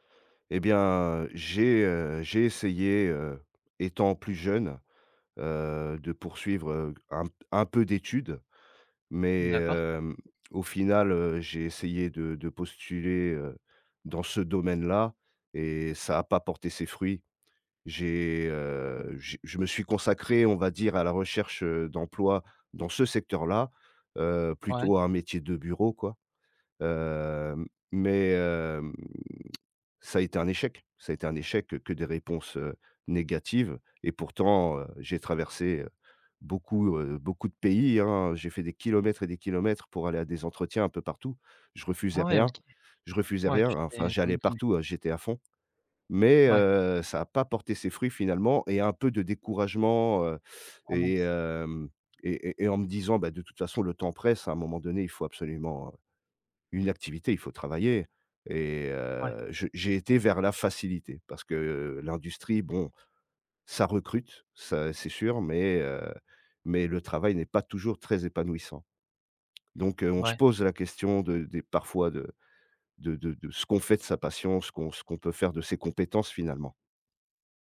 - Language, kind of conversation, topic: French, advice, Comment surmonter une indécision paralysante et la peur de faire le mauvais choix ?
- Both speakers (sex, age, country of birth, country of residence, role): male, 20-24, France, France, advisor; male, 40-44, France, France, user
- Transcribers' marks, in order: tsk; tapping